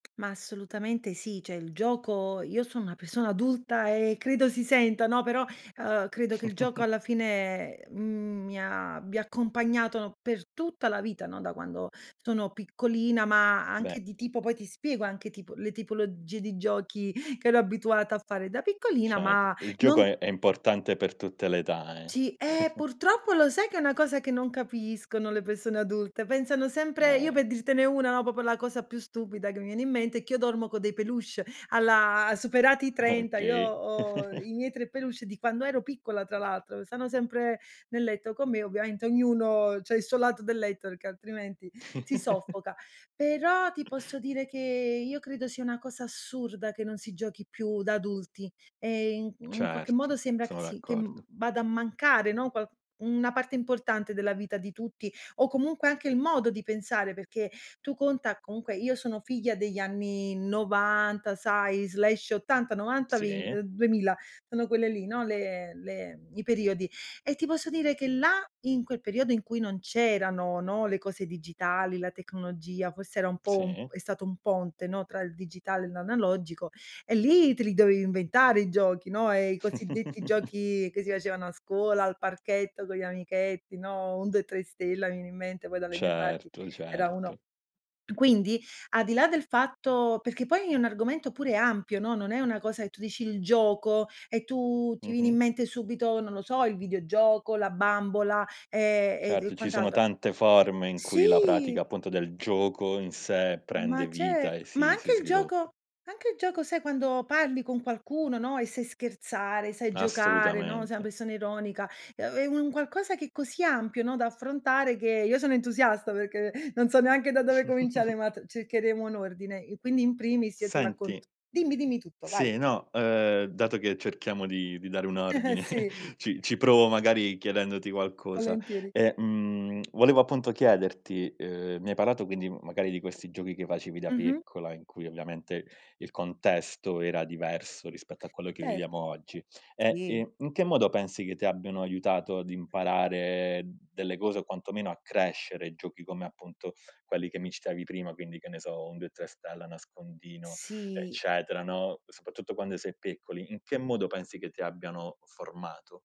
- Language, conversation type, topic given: Italian, podcast, In che modo il gioco aiuta a imparare cose nuove?
- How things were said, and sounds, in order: tapping; "cioè" said as "ceh"; chuckle; chuckle; "proprio" said as "popo"; "con" said as "co"; laughing while speaking: "Okay"; chuckle; other background noise; chuckle; background speech; chuckle; throat clearing; joyful: "entusiasta perché non so neanche da dove cominciare"; chuckle; chuckle; lip smack